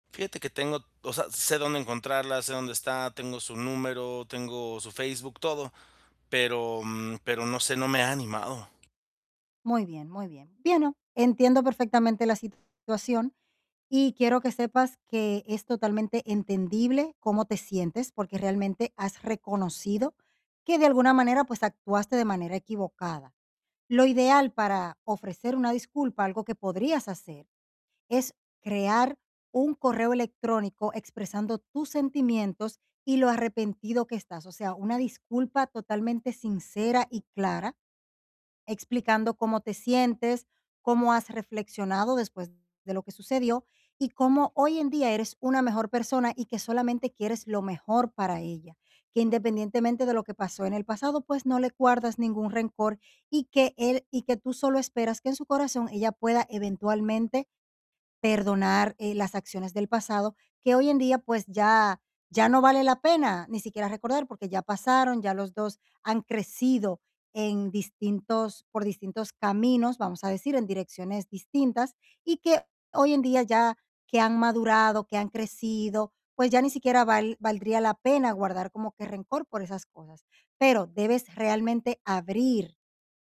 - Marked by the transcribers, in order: "Bueno" said as "bieno"; distorted speech
- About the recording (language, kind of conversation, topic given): Spanish, advice, ¿Cómo puedo reconstruir la confianza después de lastimar a alguien?